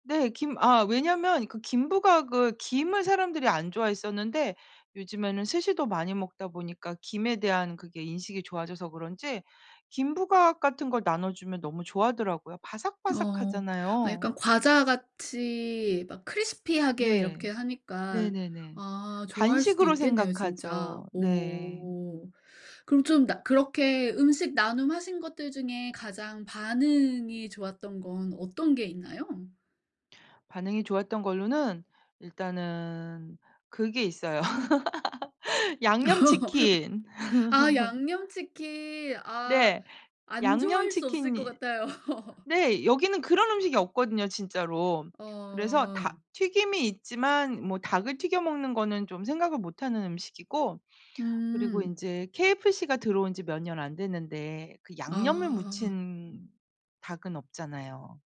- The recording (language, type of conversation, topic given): Korean, podcast, 명절에 음식을 나눴던 기억이 있으신가요?
- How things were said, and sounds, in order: tapping; in English: "crispy하게"; other background noise; laugh; laughing while speaking: "같아요"